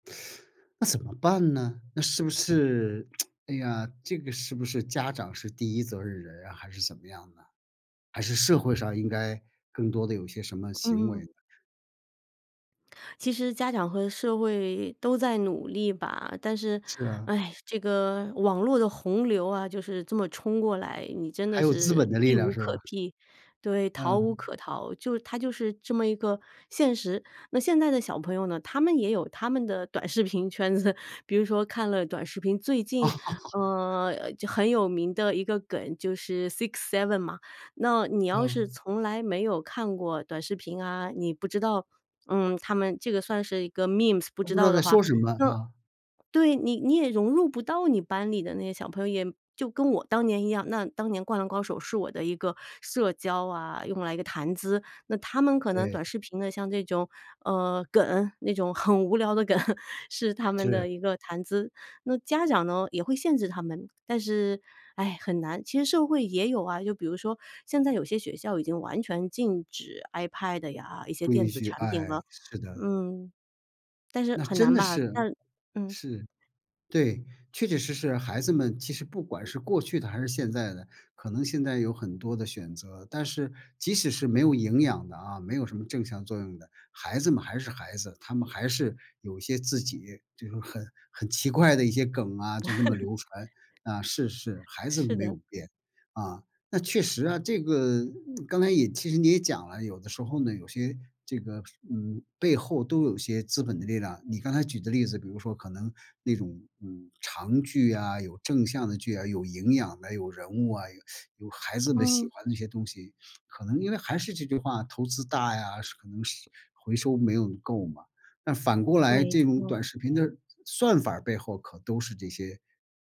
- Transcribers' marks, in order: tsk; other background noise; laughing while speaking: "短视频圈子"; laugh; in English: "sixseven"; in English: "memes"; laughing while speaking: "梗"; chuckle; tapping
- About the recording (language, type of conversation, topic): Chinese, podcast, 你小时候最爱看的电视节目是什么？